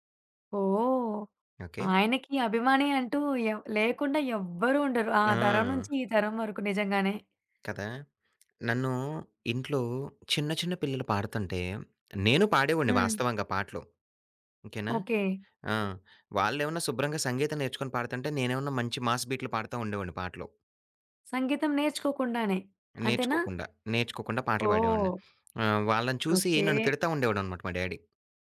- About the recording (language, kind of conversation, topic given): Telugu, podcast, ప్రత్యక్ష కార్యక్రమానికి వెళ్లేందుకు మీరు చేసిన ప్రయాణం గురించి ఒక కథ చెప్పగలరా?
- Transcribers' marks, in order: tapping; in English: "బీట్లు"; in English: "డ్యాడీ"